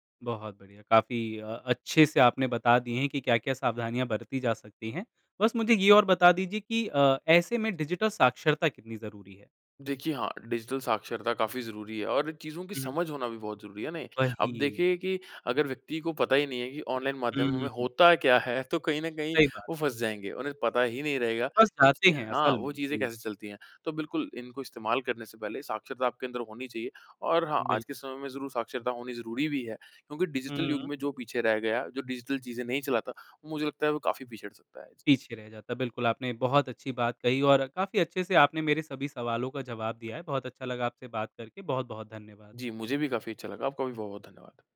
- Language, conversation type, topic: Hindi, podcast, ऑनलाइन खरीदारी करते समय धोखाधड़ी से कैसे बचा जा सकता है?
- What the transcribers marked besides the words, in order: none